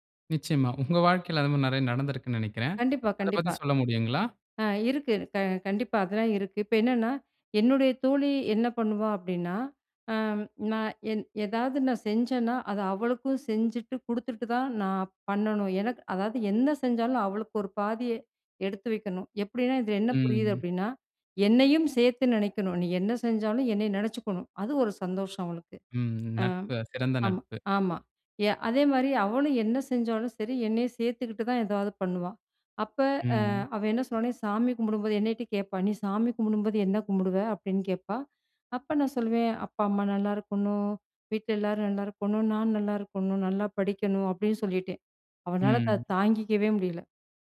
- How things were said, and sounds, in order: other background noise; "சொன்னானா" said as "சொன்னானே"; "என்னக்கிட்ட" said as "என்னைட்ட"
- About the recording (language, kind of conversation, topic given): Tamil, podcast, குடும்பம் உங்கள் தொழில்வாழ்க்கை குறித்து வைத்திருக்கும் எதிர்பார்ப்புகளை நீங்கள் எப்படி சமாளிக்கிறீர்கள்?